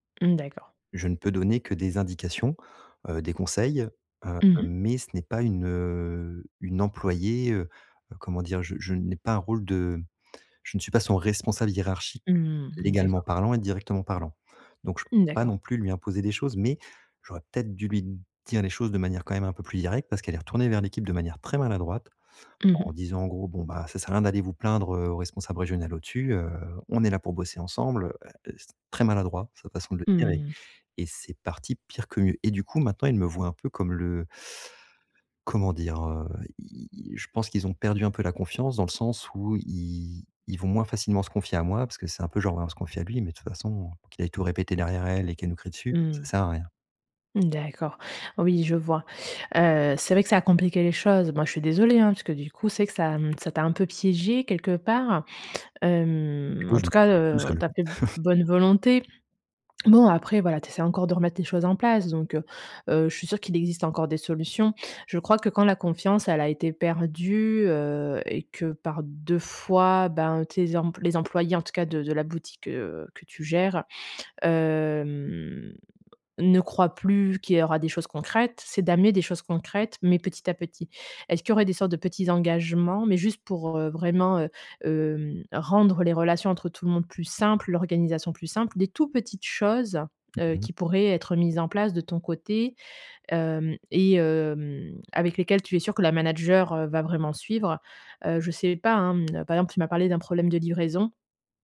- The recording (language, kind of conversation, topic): French, advice, Comment regagner la confiance de mon équipe après une erreur professionnelle ?
- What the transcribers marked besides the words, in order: drawn out: "heu"; stressed: "mais"; unintelligible speech; chuckle; drawn out: "hem"; stressed: "simples"